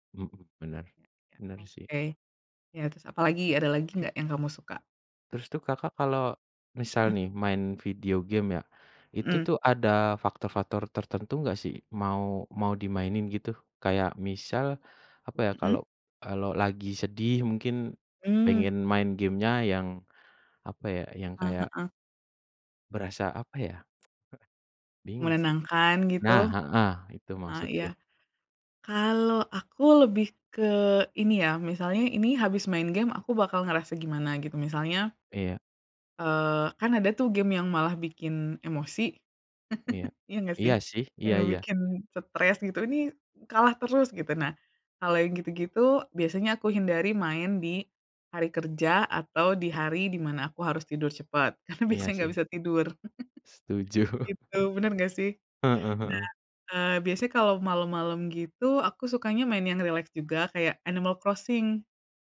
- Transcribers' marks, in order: other background noise; unintelligible speech; tsk; chuckle; laughing while speaking: "karena"; chuckle
- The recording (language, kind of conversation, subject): Indonesian, unstructured, Apa yang Anda cari dalam gim video yang bagus?